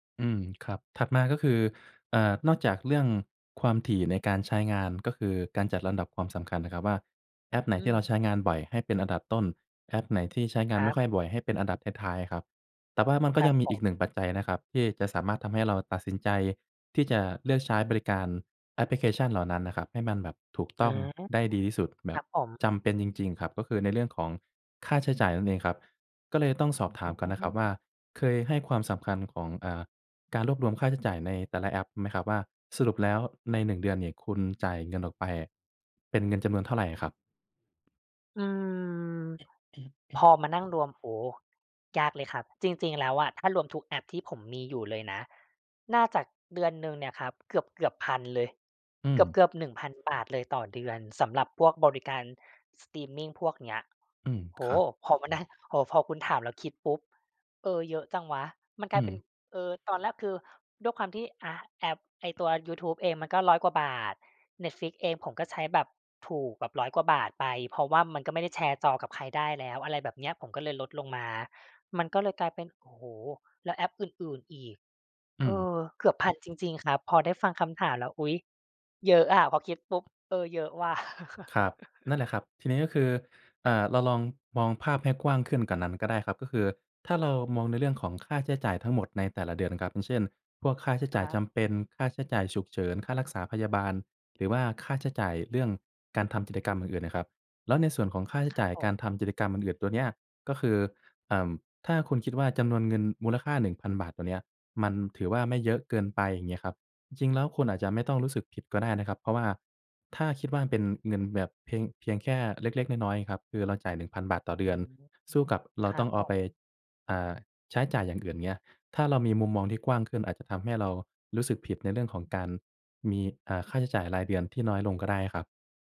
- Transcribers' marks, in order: other background noise; tapping; chuckle
- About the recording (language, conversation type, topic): Thai, advice, ฉันสมัครบริการรายเดือนหลายอย่างแต่แทบไม่ได้ใช้ และควรทำอย่างไรกับความรู้สึกผิดเวลาเสียเงิน?